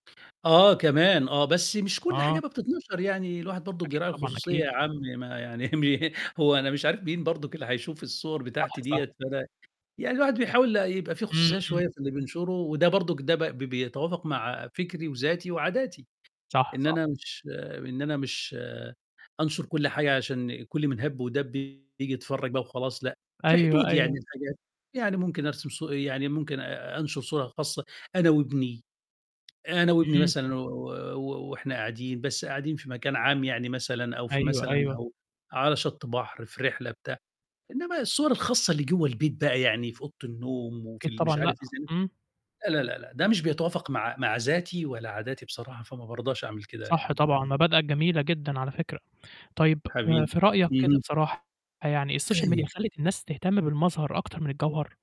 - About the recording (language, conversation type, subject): Arabic, podcast, إزاي منصات التواصل الاجتماعي بتأثر على صورتك عن نفسك؟
- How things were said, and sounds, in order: laughing while speaking: "مه"; distorted speech; tapping; unintelligible speech; static; in English: "السوشيال ميديا"